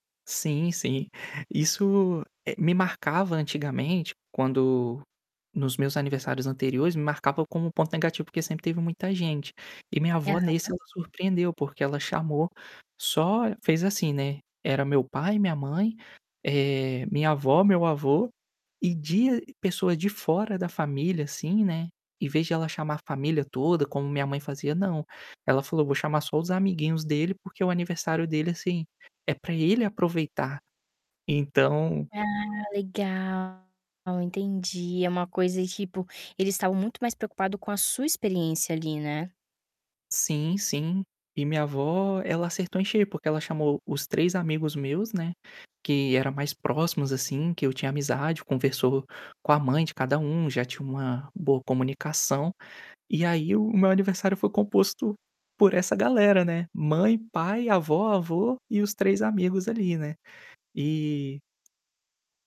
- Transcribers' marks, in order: tapping; static; distorted speech
- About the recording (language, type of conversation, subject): Portuguese, podcast, Você pode me contar sobre uma festa que marcou a sua infância?